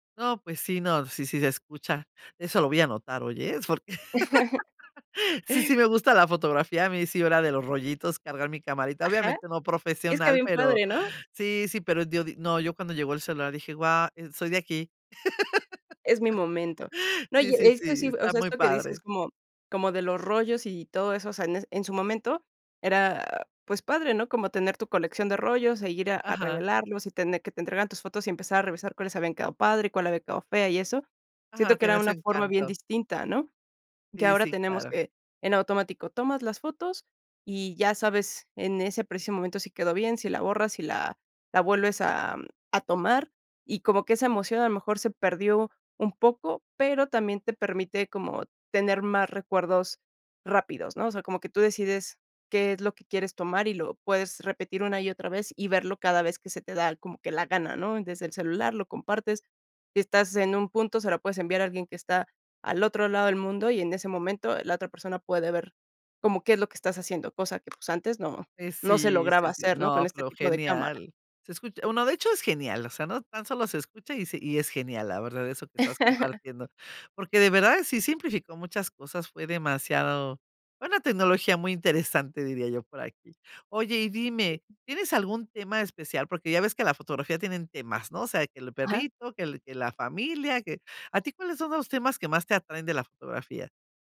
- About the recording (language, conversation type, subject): Spanish, podcast, ¿Cómo te animarías a aprender fotografía con tu celular?
- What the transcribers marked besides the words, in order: chuckle; laugh; laugh; tapping; laugh